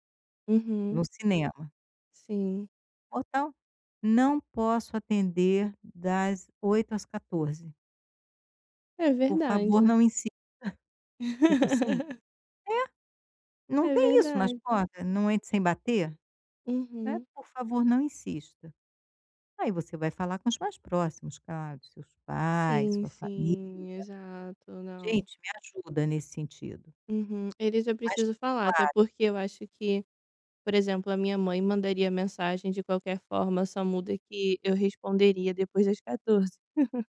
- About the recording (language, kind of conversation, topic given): Portuguese, advice, Como posso reduzir as interrupções digitais e manter um foco profundo?
- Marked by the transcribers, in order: laugh; chuckle